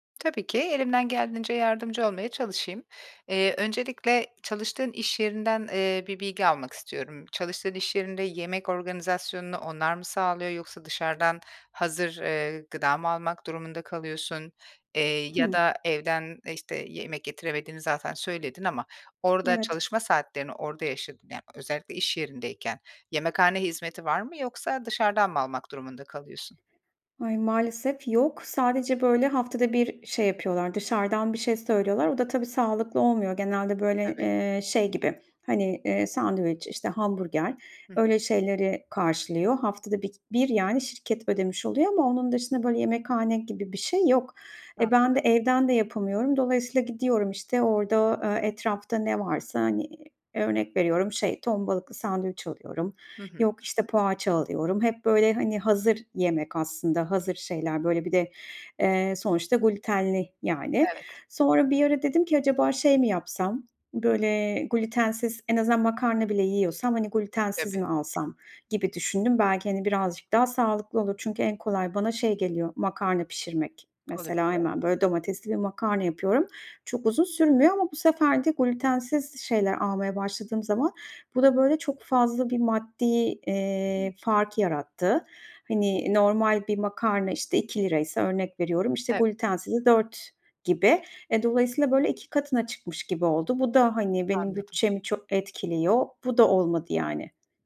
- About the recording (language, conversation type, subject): Turkish, advice, Sağlıklı beslenme rutinini günlük hayatına neden yerleştiremiyorsun?
- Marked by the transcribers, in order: other background noise; other noise